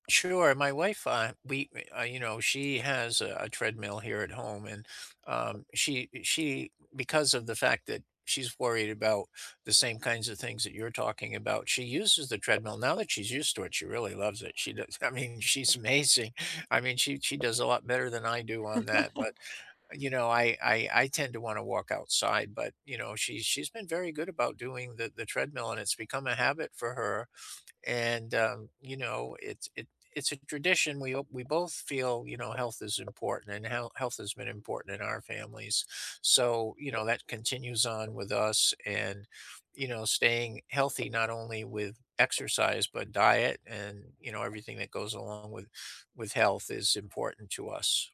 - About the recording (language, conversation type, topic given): English, unstructured, How do your traditions shape your everyday routines, relationships, and choices?
- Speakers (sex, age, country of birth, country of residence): female, 20-24, United States, United States; male, 70-74, United States, United States
- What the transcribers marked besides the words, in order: tapping; other background noise; chuckle